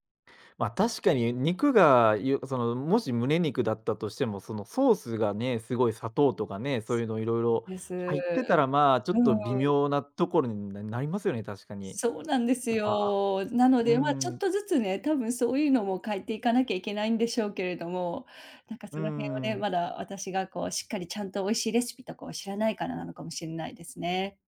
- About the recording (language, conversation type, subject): Japanese, advice, 健康的な食事習慣に変えたいのに挫折してしまうのはなぜですか？
- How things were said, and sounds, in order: none